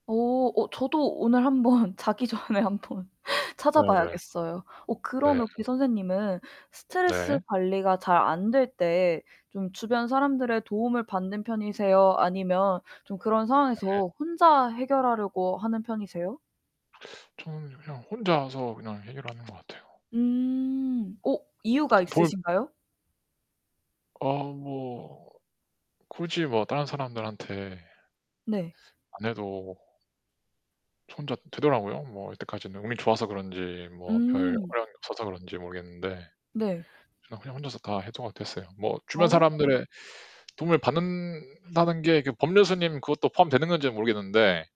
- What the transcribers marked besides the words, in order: laughing while speaking: "한번 자기 전에 한번"; other background noise; distorted speech; "해소" said as "해도"
- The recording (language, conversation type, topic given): Korean, unstructured, 요즘 스트레스는 어떻게 관리하시나요?